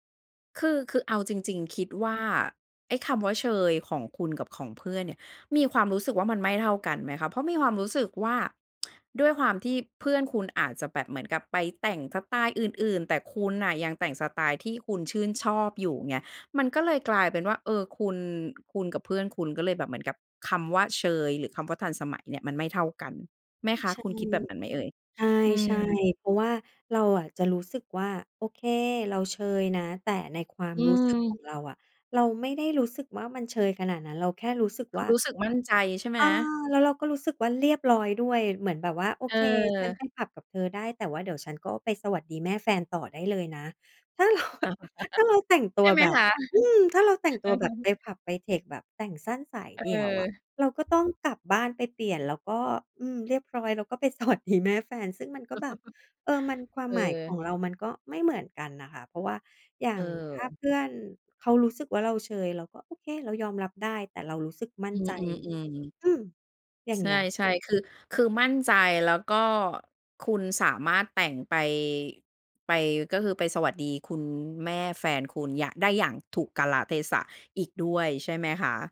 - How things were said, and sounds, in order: tsk; laugh; laughing while speaking: "ถ้าเรา"; chuckle; laughing while speaking: "เออ"; tapping; laughing while speaking: "สวัสดี"; chuckle
- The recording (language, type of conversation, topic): Thai, podcast, คุณคิดว่าเราควรแต่งตัวตามกระแสแฟชั่นหรือยึดสไตล์ของตัวเองมากกว่ากัน?